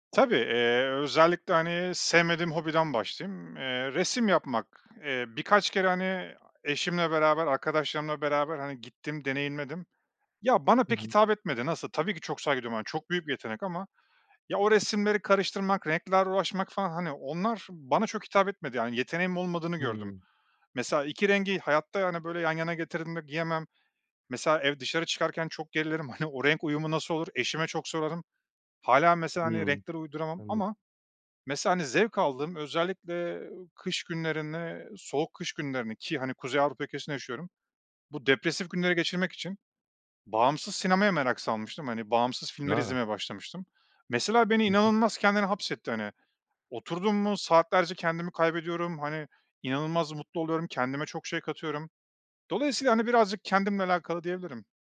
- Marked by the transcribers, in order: chuckle
- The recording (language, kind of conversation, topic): Turkish, podcast, Yeni bir hobiye zaman ayırmayı nasıl planlarsın?